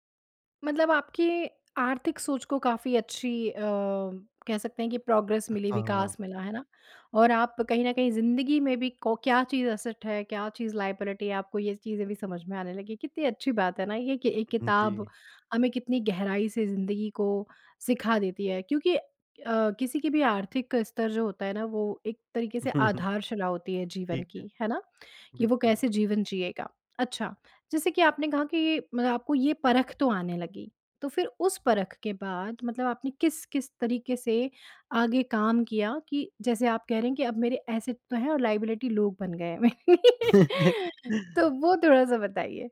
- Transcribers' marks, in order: in English: "प्रोग्रेस"; in English: "एसेट"; in English: "लायबिलिटी"; chuckle; in English: "एसेट"; in English: "लायबिलिटी"; laugh
- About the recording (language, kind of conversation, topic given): Hindi, podcast, क्या किसी किताब ने आपका नज़रिया बदल दिया?